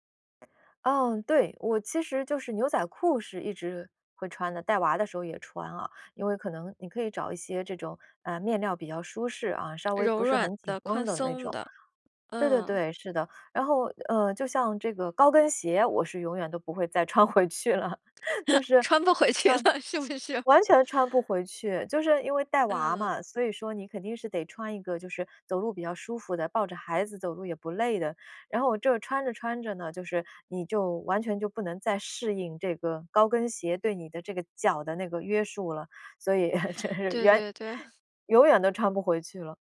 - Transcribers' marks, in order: other background noise; laughing while speaking: "穿回去了"; chuckle; laughing while speaking: "穿不回去了，是不是？"; chuckle; laughing while speaking: "这 远"
- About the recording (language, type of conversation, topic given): Chinese, podcast, 穿着舒适和好看哪个更重要？